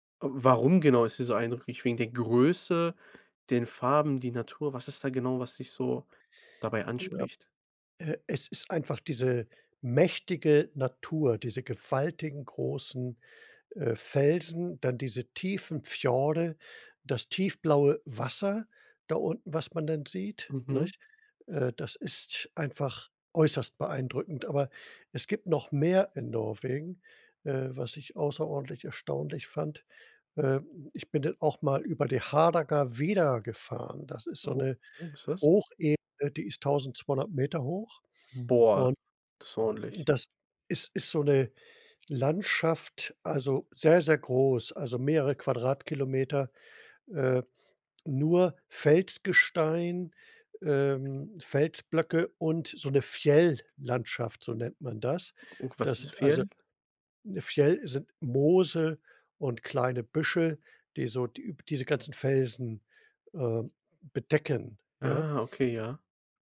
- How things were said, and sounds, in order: "beeindruckend" said as "beeindrückend"; other background noise; tapping
- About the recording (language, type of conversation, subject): German, podcast, Was war die eindrücklichste Landschaft, die du je gesehen hast?